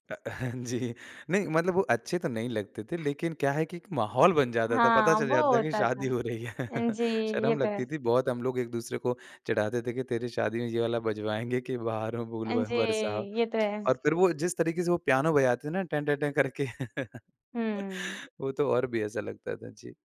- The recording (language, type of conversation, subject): Hindi, podcast, तुम्हारी ज़िंदगी के पीछे बजने वाला संगीत कैसा होगा?
- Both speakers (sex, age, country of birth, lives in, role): female, 20-24, India, India, host; male, 25-29, India, India, guest
- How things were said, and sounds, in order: chuckle; laughing while speaking: "जी"; laughing while speaking: "रही है"; chuckle; laughing while speaking: "करके"; laugh